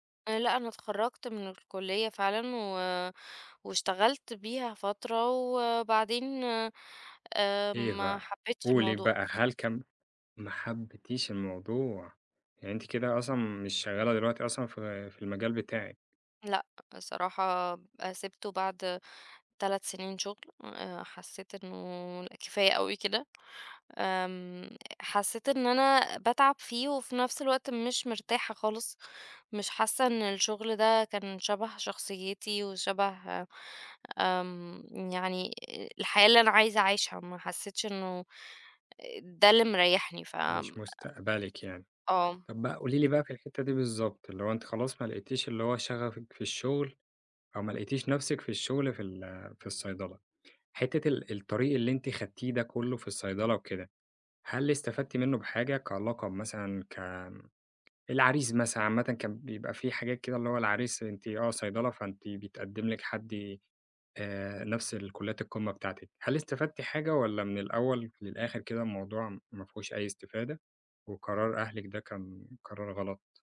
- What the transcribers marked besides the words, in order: none
- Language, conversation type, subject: Arabic, podcast, إزاي نلاقي توازن بين رغباتنا وتوقعات العيلة؟